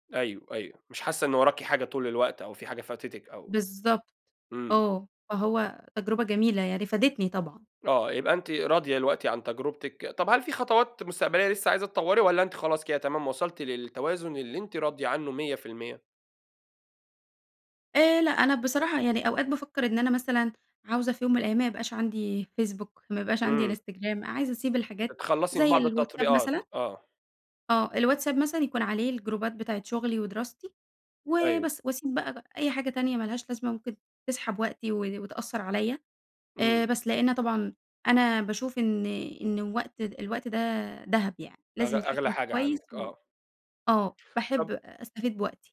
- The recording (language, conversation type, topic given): Arabic, podcast, إزاي الموبايل بيأثر على يومك؟
- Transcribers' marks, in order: in English: "الجروبات"